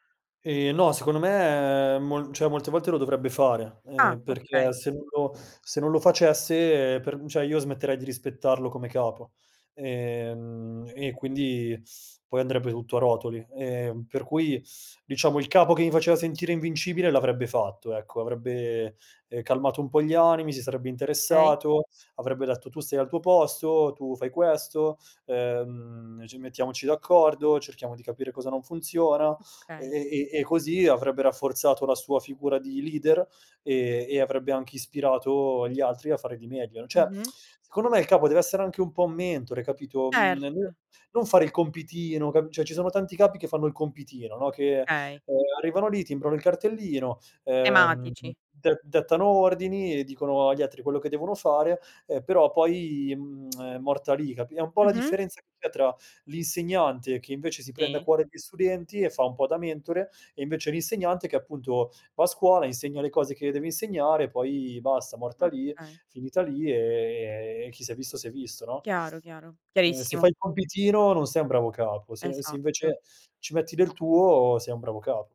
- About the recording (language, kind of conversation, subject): Italian, podcast, Hai un capo che ti fa sentire invincibile?
- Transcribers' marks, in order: "cioè" said as "ceh"; "cioè" said as "ceh"; teeth sucking; teeth sucking; tapping; "Okay" said as "ay"; "cioè" said as "ceh"; tsk; "Cetto" said as "erto"; "cioè" said as "ceh"; tsk